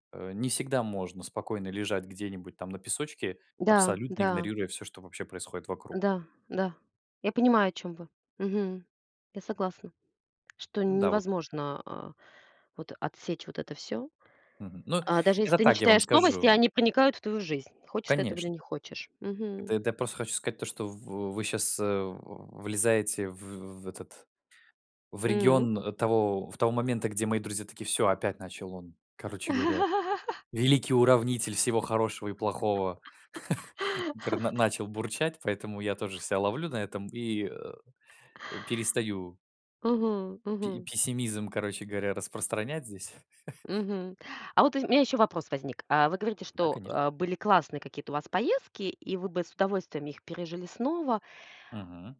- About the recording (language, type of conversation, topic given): Russian, unstructured, Какое событие из прошлого вы бы хотели пережить снова?
- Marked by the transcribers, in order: tapping; laugh; chuckle; other background noise; chuckle